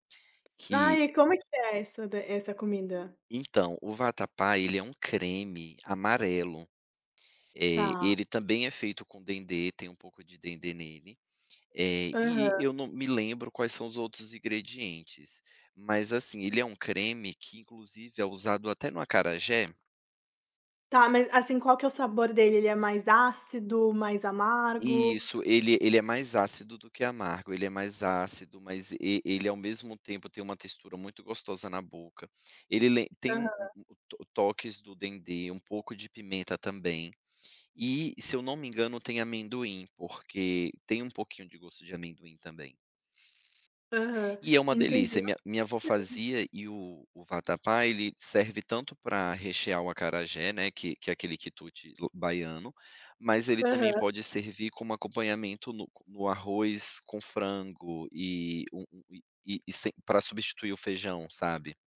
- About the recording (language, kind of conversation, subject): Portuguese, podcast, Qual comida você associa ao amor ou ao carinho?
- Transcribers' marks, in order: tapping; other background noise; unintelligible speech